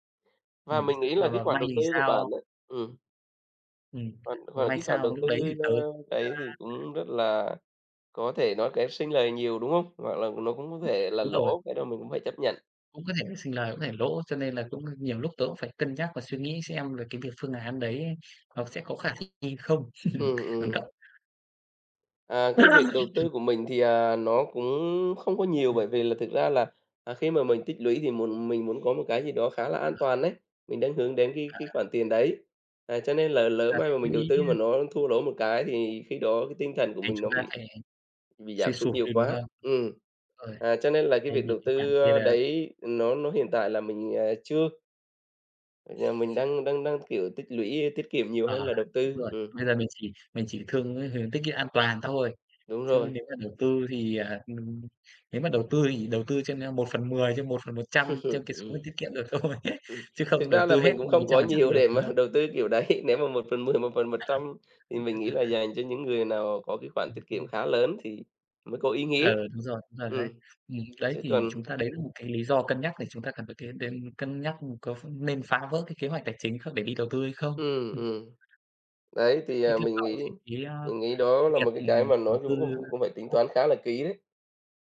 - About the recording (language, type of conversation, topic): Vietnamese, unstructured, Bạn có kế hoạch tài chính cho tương lai không?
- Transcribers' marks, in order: tapping; unintelligible speech; other background noise; laugh; throat clearing; "sẽ" said as "thẽ"; chuckle; laugh; laughing while speaking: "được thôi"; laugh; laughing while speaking: "để mà đầu tư kiểu đấy"; laughing while speaking: "một phần mười"; laugh; "để" said as "đên"; unintelligible speech